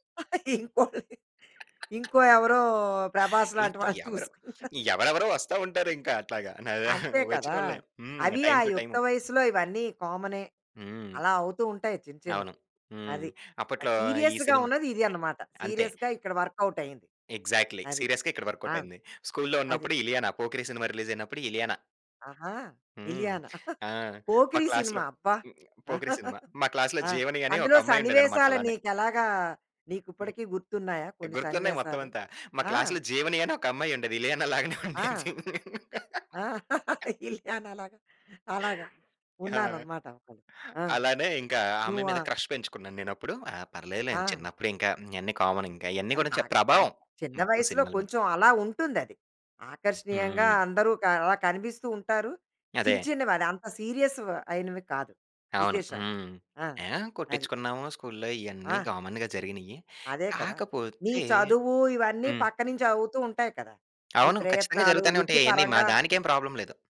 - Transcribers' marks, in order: laughing while speaking: "ఇంకోలిని"; laugh; laughing while speaking: "వాళ్ళని చూసుకున్నారు"; chuckle; in English: "టైమ్ టూ"; in English: "సీరియస్‌గా"; in English: "సీరియస్‌గా"; in English: "ఎగ్జాక్ట్‌లీ. సీరియస్‌గా"; giggle; in English: "క్లాస్‌లో"; chuckle; in English: "క్లాస్‌లో"; in English: "క్లాస్‌లో"; laughing while speaking: "ఇలియానా లాగా అలాగా"; in English: "క్రష్"; tapping; in English: "సీరియస్‌వి"; in English: "కామన్‌గా"; in English: "ప్రాబ్లమ్"
- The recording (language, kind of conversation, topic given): Telugu, podcast, ఏదైనా సినిమా లేదా నటుడు మీ వ్యక్తిగత శైలిపై ప్రభావం చూపించారా?